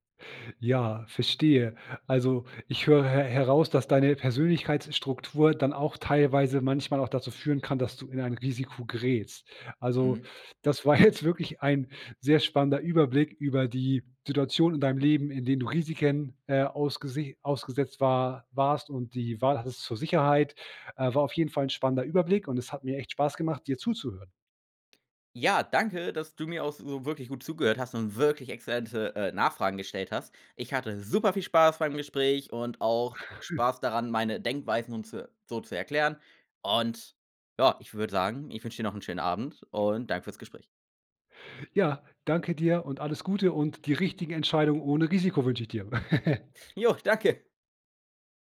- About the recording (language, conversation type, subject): German, podcast, Wann gehst du lieber ein Risiko ein, als auf Sicherheit zu setzen?
- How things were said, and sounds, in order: stressed: "wirklich"; chuckle; chuckle; joyful: "Jo, danke"